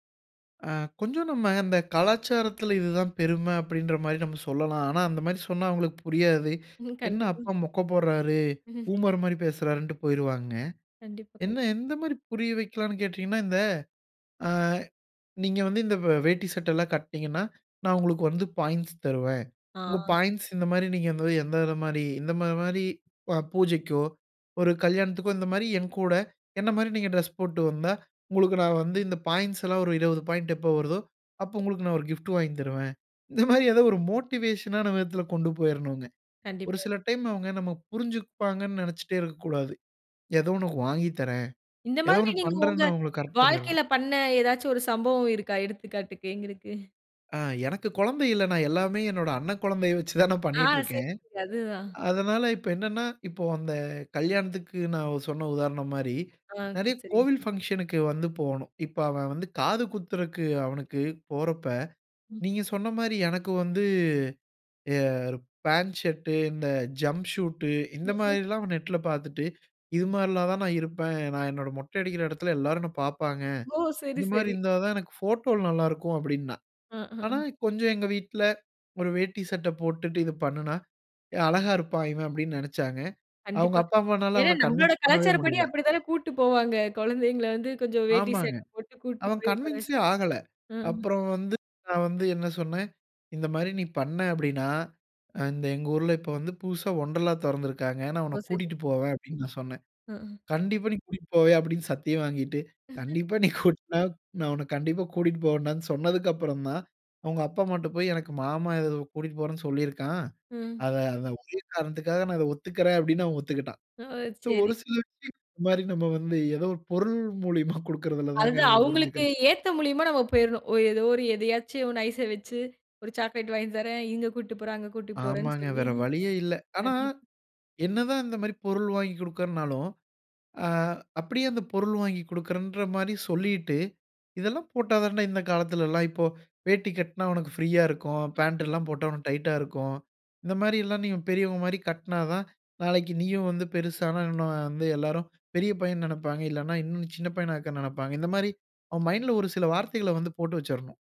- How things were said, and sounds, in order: in English: "பூமர்"; in English: "கிஃப்டு"; in English: "மோட்டிவேஷனான"; in English: "கரெக்ட்"; laughing while speaking: "வச்சு தான்"; in English: "ஃபங்ஷனுக்கு"; in English: "ஜம்ப் ஷூட்டு"; laughing while speaking: "ஓ! சரி, சரி"; in English: "கன்வின்ஸ்"; in English: "கன்வின்ஸே"; in English: "வொண்டர்லா"; laughing while speaking: "கண்டிப்பா. நீ கூட் நா"; in English: "சோ"; laughing while speaking: "மூலியமா குடுக்கிறதில தாங்க"; laughing while speaking: "போறேன்னு சொல்லி"; unintelligible speech; in English: "மைண்டுல"
- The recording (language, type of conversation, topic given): Tamil, podcast, குழந்தைகளுக்கு கலாச்சார உடை அணியும் மரபை நீங்கள் எப்படி அறிமுகப்படுத்துகிறீர்கள்?